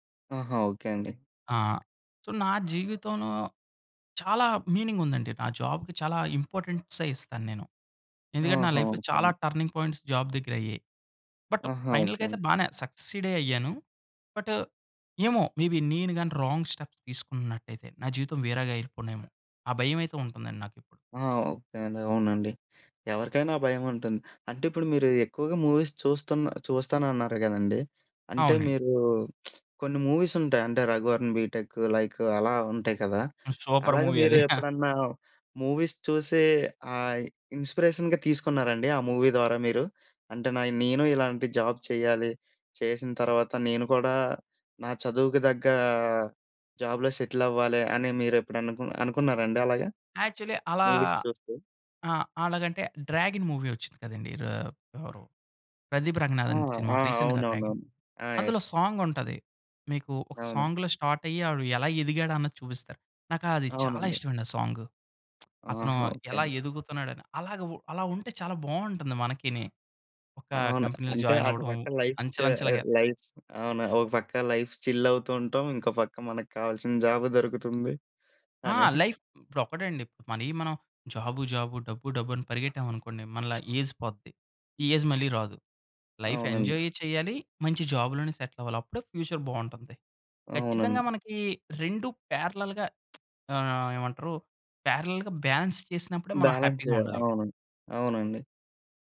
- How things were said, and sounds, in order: in English: "సో"; in English: "మీనింగ్"; in English: "జాబ్‌కి"; in English: "లైఫ్‌లో"; in English: "టర్నింగ్ పాయింట్స్ జాబ్"; in English: "బట్ ఫైనల్‌గా"; in English: "బట్"; in English: "మేబి"; in English: "రాంగ్ స్టెప్స్"; in English: "మూవీస్"; lip smack; in English: "మూవీస్"; in English: "లైక్"; in English: "సూపర్ మూవీ"; chuckle; in English: "మూవీస్"; in English: "ఇన్‌స్పీరేషన్‌గా"; in English: "మూవీ"; in English: "జాబ్"; in English: "జాబ్‌లో సెటిల్"; in English: "యాక్చువల్లీ"; in English: "మూవీస్"; in English: "మూవీ"; in English: "రీసెంట్‌గా"; in English: "సాంగ్"; in English: "ఎస్"; in English: "సాంగ్‌లో స్టార్ట్"; lip smack; in English: "కంపెనీలో జాయిన్"; in English: "లైఫ్"; other background noise; in English: "లైఫ్"; in English: "లైఫ్ చిల్"; in English: "జాబ్"; in English: "లైఫ్"; chuckle; in English: "ఏజ్"; in English: "ఏజ్"; in English: "లైఫ్ ఎంజాయ్"; in English: "జాబ్‌లోనే"; in English: "ఫ్యూచర్"; in English: "పారలెల్‌గా"; lip smack; in English: "పారలెల్‌గా బ్యాలెన్స్"; tapping; in English: "బ్యాలెన్స్"; in English: "హ్యాపీగా"
- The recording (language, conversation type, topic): Telugu, podcast, మీ పని మీ జీవితానికి ఎలాంటి అర్థం ఇస్తోంది?